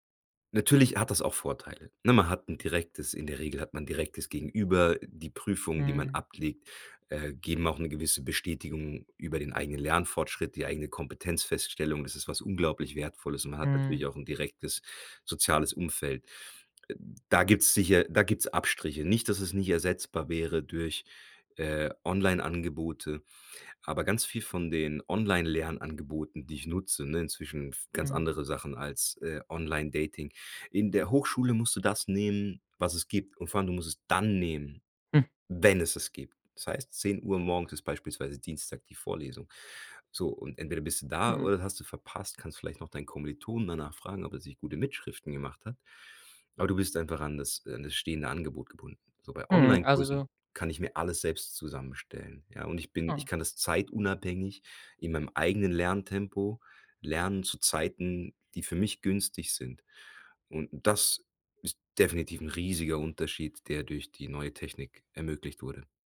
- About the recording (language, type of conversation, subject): German, podcast, Wie nutzt du Technik fürs lebenslange Lernen?
- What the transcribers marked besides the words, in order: stressed: "wenn"; stressed: "das"